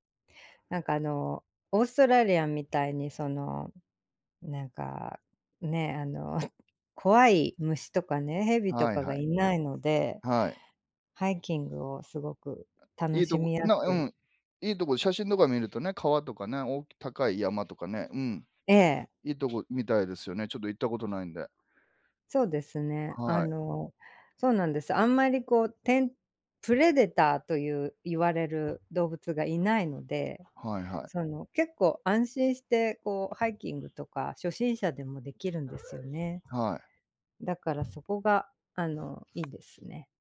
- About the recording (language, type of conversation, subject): Japanese, unstructured, あなたの理想の旅行先はどこですか？
- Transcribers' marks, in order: sneeze; other background noise; tapping; in English: "プレデター"